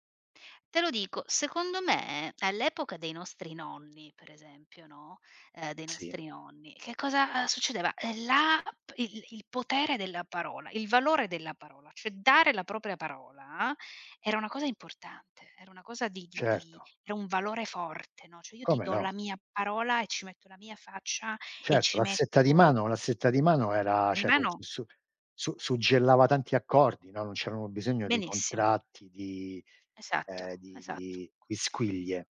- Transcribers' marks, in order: "cioè" said as "ceh"; "Cioè" said as "ceh"; "cioè" said as "ceh"
- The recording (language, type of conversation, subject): Italian, unstructured, Qual è il ruolo della gentilezza nella tua vita?